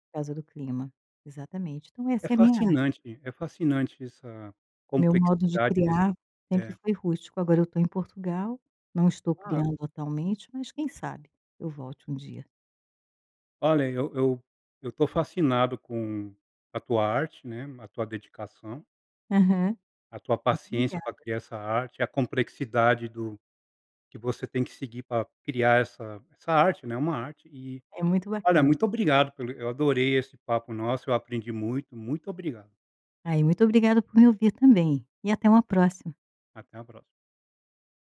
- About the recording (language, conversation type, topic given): Portuguese, podcast, Você pode me contar uma história que define o seu modo de criar?
- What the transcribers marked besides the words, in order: tapping